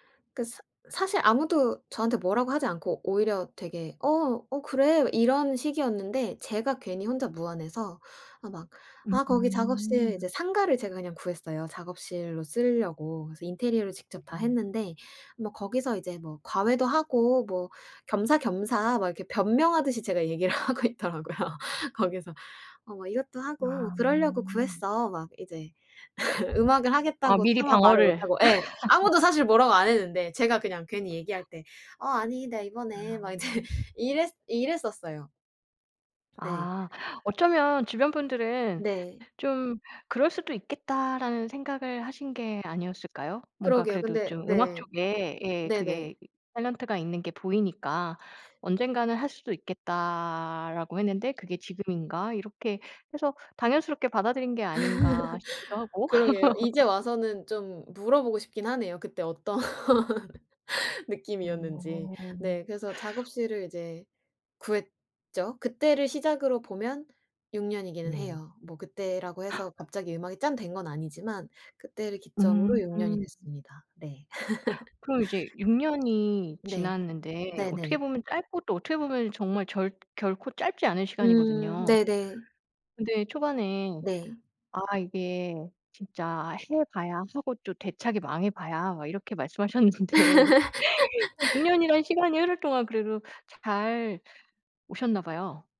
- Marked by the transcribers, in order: laughing while speaking: "하고 있더라고요. 거기서"; laugh; other background noise; laugh; laughing while speaking: "막 이제"; laugh; laugh; laugh; teeth sucking; gasp; gasp; laugh; laughing while speaking: "말씀하셨는데"; laugh
- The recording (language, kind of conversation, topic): Korean, podcast, 지금 하시는 일을 시작하게 된 계기는 무엇인가요?